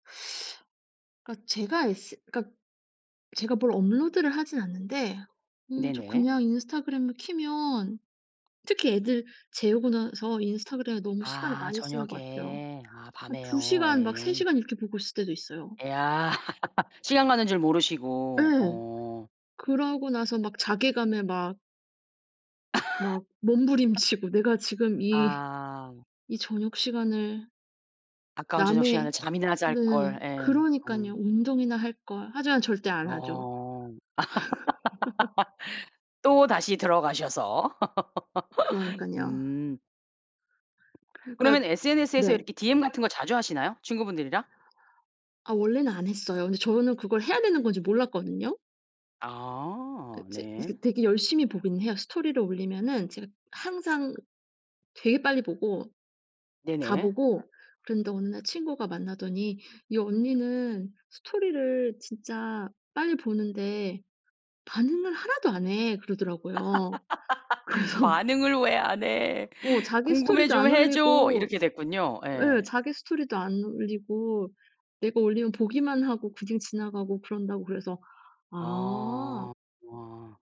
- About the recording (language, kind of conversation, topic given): Korean, podcast, SNS는 사람들 간의 연결에 어떤 영향을 준다고 보시나요?
- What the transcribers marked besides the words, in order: teeth sucking; laugh; laugh; laugh; other background noise; laugh; tapping; in English: "DM"; laugh; put-on voice: "반응을 왜 안 해? 궁금해 좀 해줘"; laughing while speaking: "그래서"